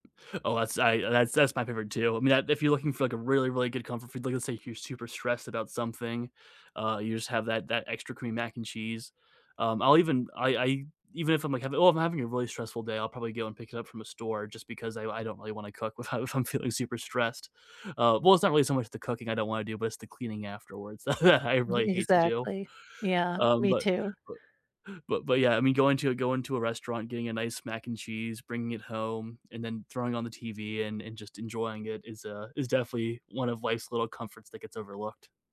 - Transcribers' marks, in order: tapping; laughing while speaking: "that I"
- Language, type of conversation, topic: English, unstructured, What is your go-to comfort food, and what memory do you associate with it?